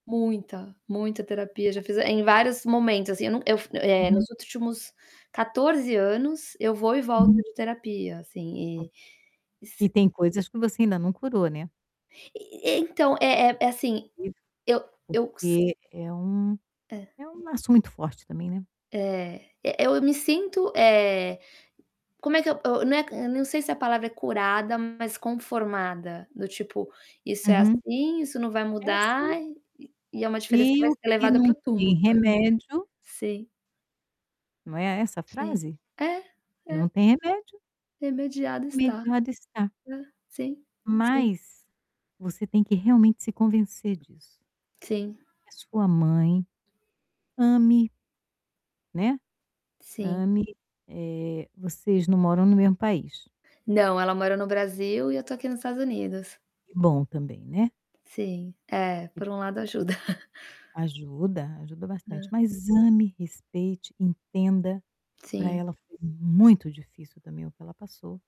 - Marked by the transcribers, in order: static; distorted speech; tapping; other background noise; unintelligible speech; chuckle
- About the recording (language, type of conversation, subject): Portuguese, advice, Como lidar quando alguém próximo minimiza minhas conquistas e só aponta defeitos?